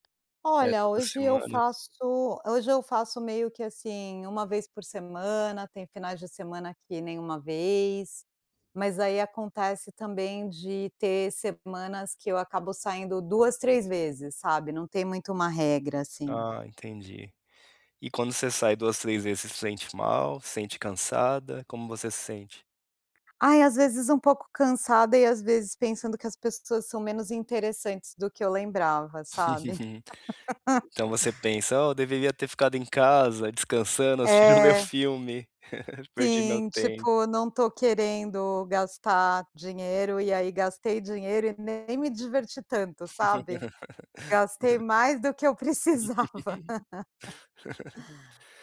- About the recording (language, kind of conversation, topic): Portuguese, advice, Por que me sinto esgotado(a) depois de ficar com outras pessoas e preciso de um tempo sozinho(a)?
- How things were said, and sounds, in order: tapping; giggle; chuckle; giggle; laugh; laugh; chuckle